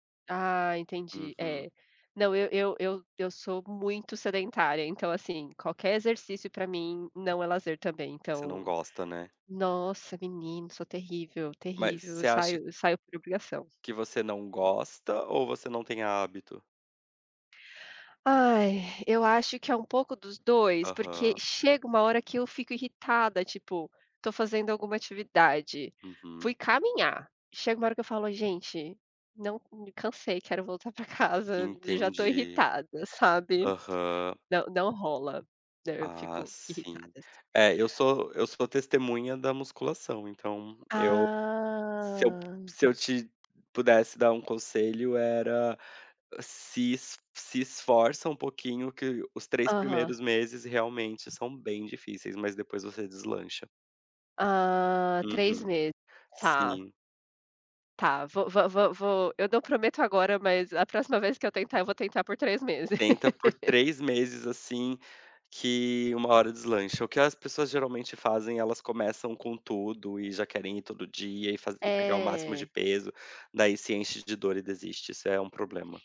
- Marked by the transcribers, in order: laugh
- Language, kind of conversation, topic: Portuguese, unstructured, Como você equilibra trabalho e lazer no seu dia?